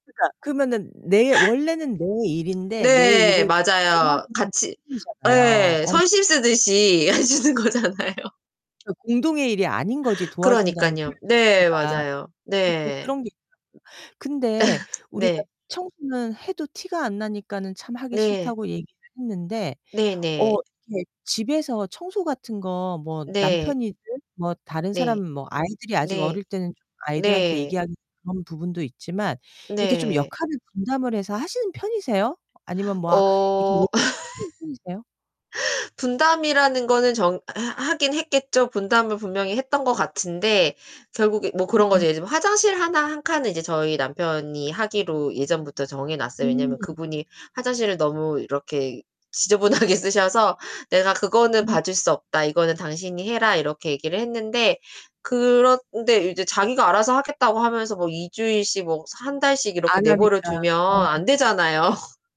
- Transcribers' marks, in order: distorted speech; laugh; tapping; laughing while speaking: "하시는 거잖아요"; laugh; laugh; other background noise; laugh; laughing while speaking: "지저분하게 쓰셔서"; laugh
- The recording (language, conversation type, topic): Korean, unstructured, 같이 사는 사람이 청소를 하지 않을 때 어떻게 설득하시겠어요?